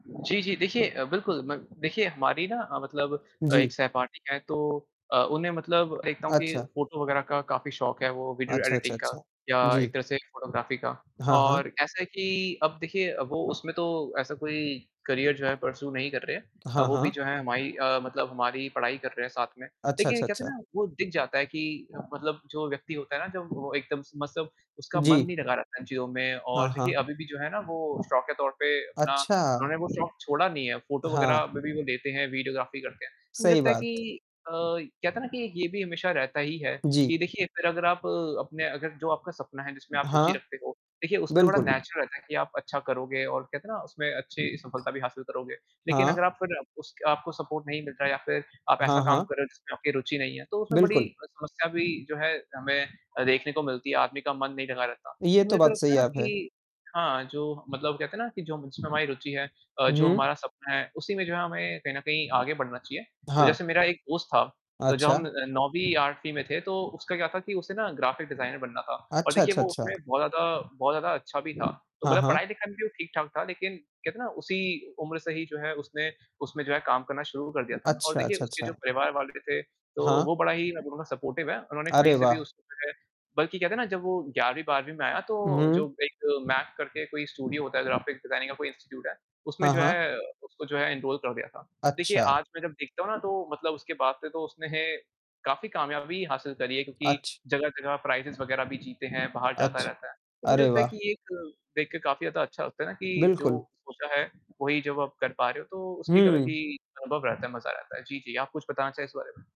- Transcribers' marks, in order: wind; distorted speech; in English: "एडिटिंग"; in English: "फ़ोटोग्राफी"; in English: "करियर"; in English: "परस्यू"; tapping; in English: "वीडियोग्राफी"; in English: "नेचुरल"; in English: "सपोर्ट"; in English: "ग्राफ़िक डिज़ाइनर"; in English: "सपोर्टिव"; in English: "स्टूडियो"; in English: "ग्राफ़िक डिज़ाइनिंग"; in English: "इंस्टिट्यूट"; in English: "एनरोल"; laughing while speaking: "उसने"; in English: "प्राइज़ेज़"
- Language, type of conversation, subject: Hindi, unstructured, तुम्हारे भविष्य के सपने क्या हैं?